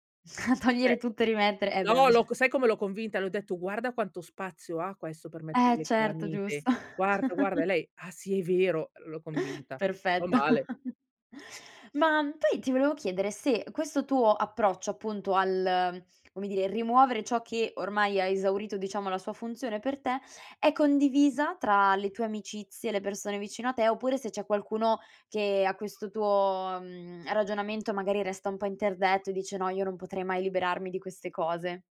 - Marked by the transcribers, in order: laughing while speaking: "A togliere"; laughing while speaking: "bem"; chuckle; chuckle
- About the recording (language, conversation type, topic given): Italian, podcast, Come fai a liberarti del superfluo?